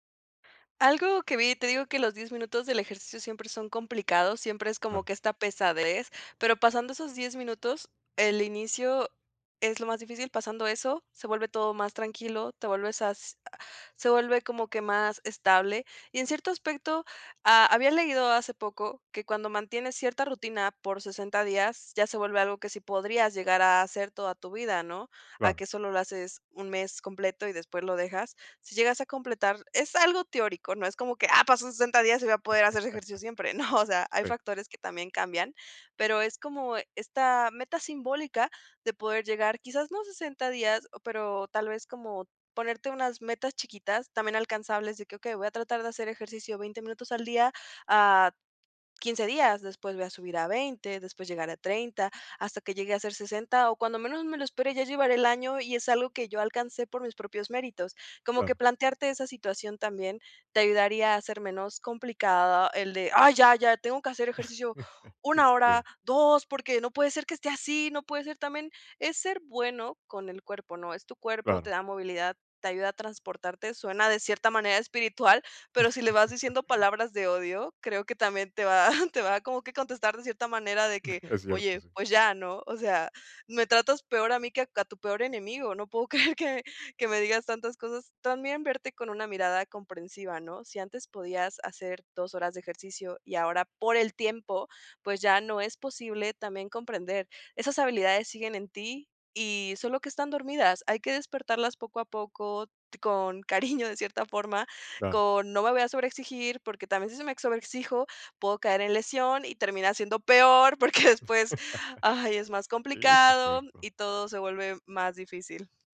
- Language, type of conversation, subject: Spanish, advice, ¿Cómo puedo mantener una rutina de ejercicio regular si tengo una vida ocupada y poco tiempo libre?
- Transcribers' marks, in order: put-on voice: "ah, pasó sesenta días y voy a poder hacer ejercicio siempre"; laugh; laughing while speaking: "¿no?"; put-on voice: "Ay, ya, ya, tengo que … puede ser también"; laugh; laugh; laughing while speaking: "espiritual"; giggle; laughing while speaking: "creer"; laughing while speaking: "cariño"; laugh; stressed: "peor"; laughing while speaking: "porque"